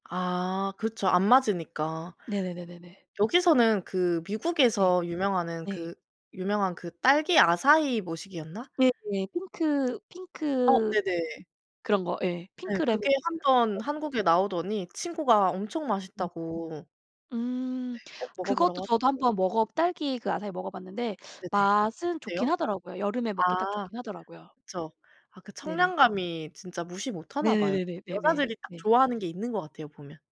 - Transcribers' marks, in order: unintelligible speech; tapping
- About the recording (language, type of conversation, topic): Korean, unstructured, 스트레스를 받을 때 어떻게 대처하시나요?
- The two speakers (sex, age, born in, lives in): female, 30-34, South Korea, South Korea; female, 40-44, South Korea, United States